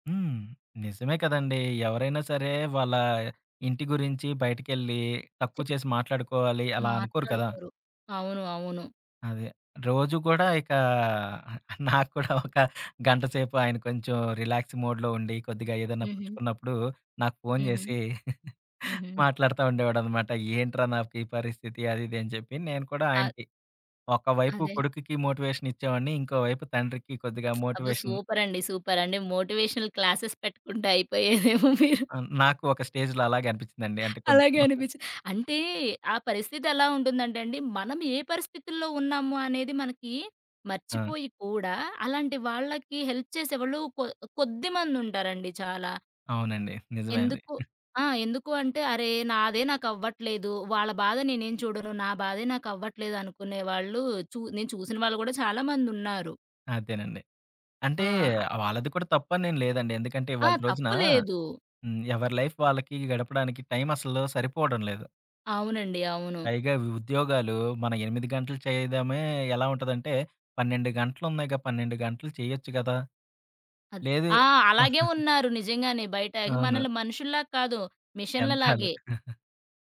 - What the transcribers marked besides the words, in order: laughing while speaking: "నాకు కూడా ఒక"; in English: "రిలాక్స్ మోడ్‌లో"; chuckle; in English: "మోటివేషన్"; lip smack; in English: "మోటివేషనల్ క్లాసెస్"; laughing while speaking: "అయిపోయారేమో మీరు"; in English: "స్టేజ్‌లో"; chuckle; in English: "హెల్ప్"; in English: "లైఫ్"; chuckle; chuckle
- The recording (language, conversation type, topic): Telugu, podcast, బాధపడుతున్న బంధువుని ఎంత దూరం నుంచి ఎలా సపోర్ట్ చేస్తారు?